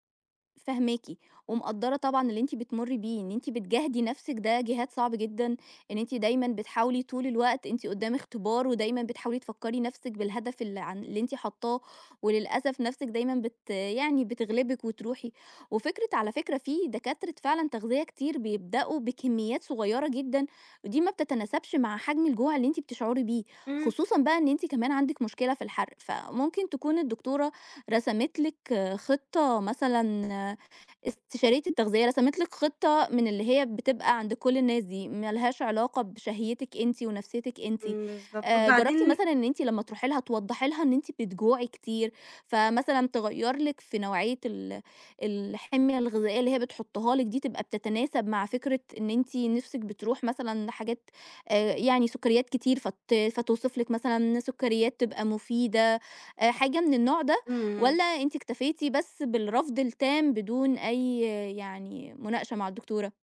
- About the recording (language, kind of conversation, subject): Arabic, advice, إزاي أبدأ خطة أكل صحية عشان أخس؟
- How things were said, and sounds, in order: none